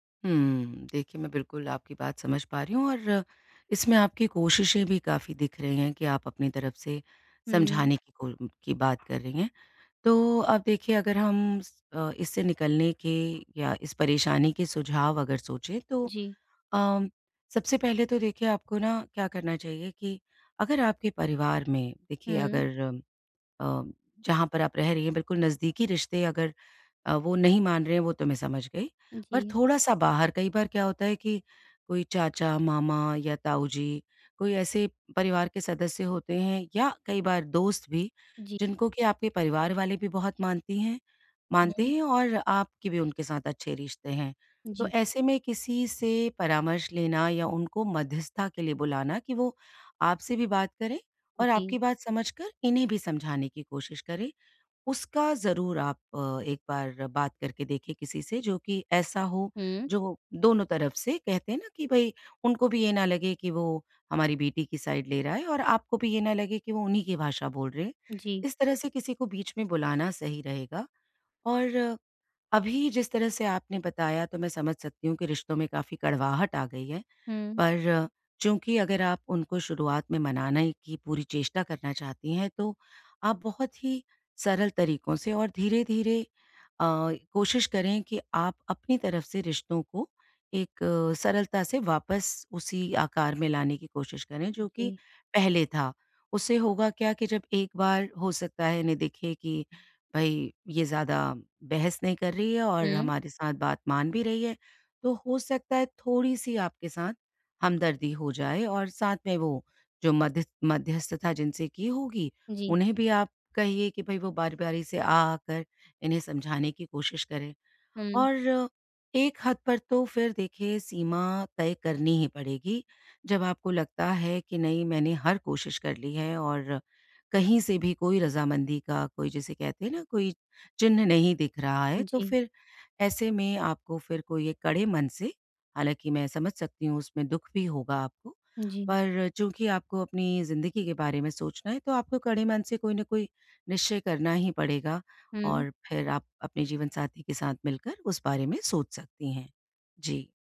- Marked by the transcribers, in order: in English: "साइड"
- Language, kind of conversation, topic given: Hindi, advice, पीढ़ियों से चले आ रहे पारिवारिक संघर्ष से कैसे निपटें?